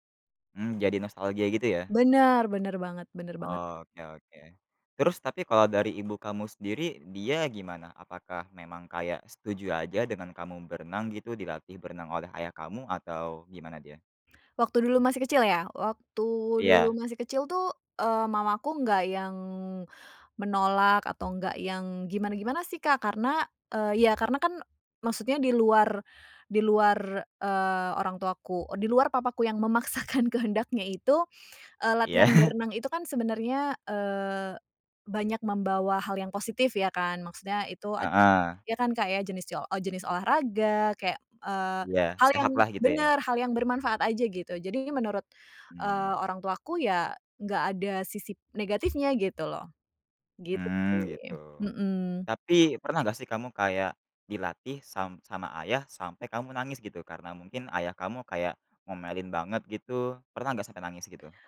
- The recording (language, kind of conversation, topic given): Indonesian, podcast, Bisakah kamu menceritakan salah satu pengalaman masa kecil yang tidak pernah kamu lupakan?
- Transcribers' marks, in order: laughing while speaking: "Iya"; tapping; other weather sound